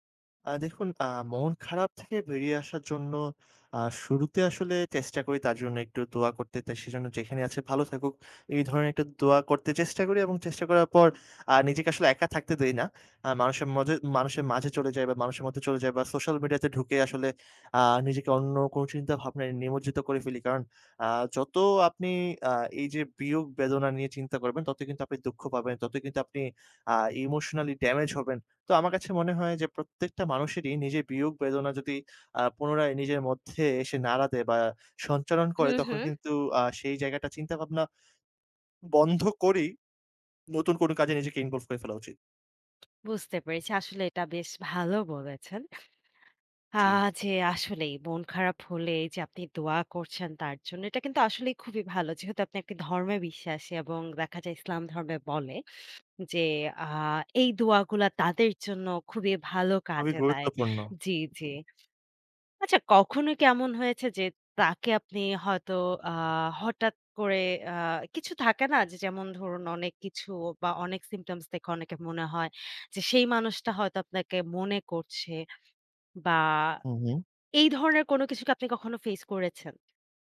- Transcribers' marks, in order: tapping; in English: "emotionally damage"; swallow; in English: "involve"; other background noise; other noise; in English: "symptoms"
- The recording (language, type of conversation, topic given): Bengali, podcast, বড় কোনো ক্ষতি বা গভীর যন্ত্রণার পর আপনি কীভাবে আবার আশা ফিরে পান?